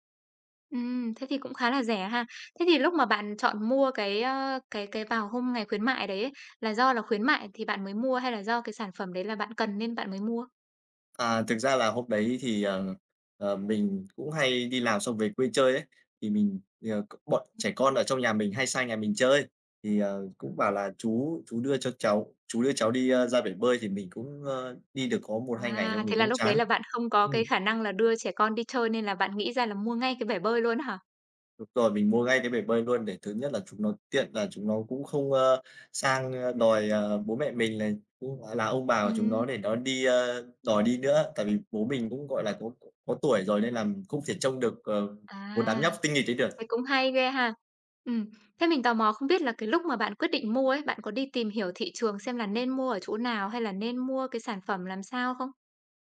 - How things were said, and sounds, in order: tapping; other background noise
- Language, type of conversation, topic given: Vietnamese, podcast, Bạn có thể kể về lần mua sắm trực tuyến khiến bạn ấn tượng nhất không?